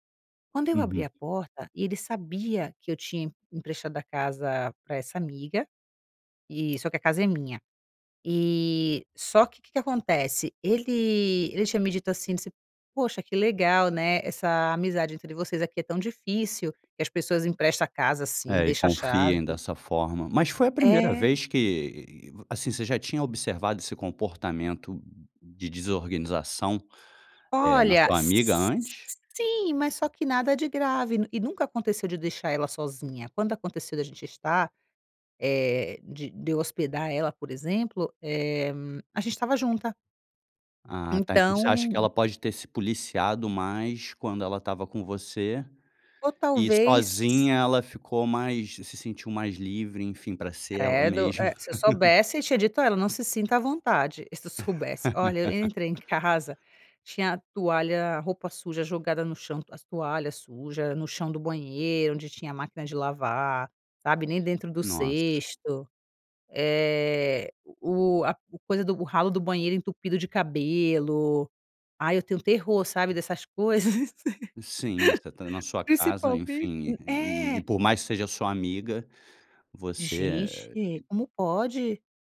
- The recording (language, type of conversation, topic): Portuguese, advice, Como devo confrontar um amigo sobre um comportamento incômodo?
- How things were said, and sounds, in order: giggle; laugh; laugh; other noise